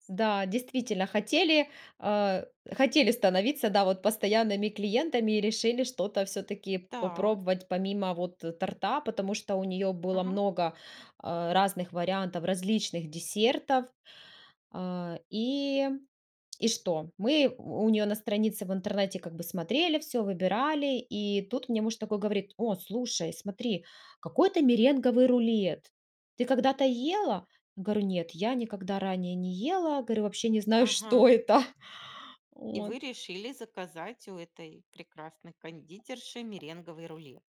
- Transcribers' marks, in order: tapping; laughing while speaking: "что это"; other background noise
- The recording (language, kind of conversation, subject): Russian, podcast, Какое у вас самое тёплое кулинарное воспоминание?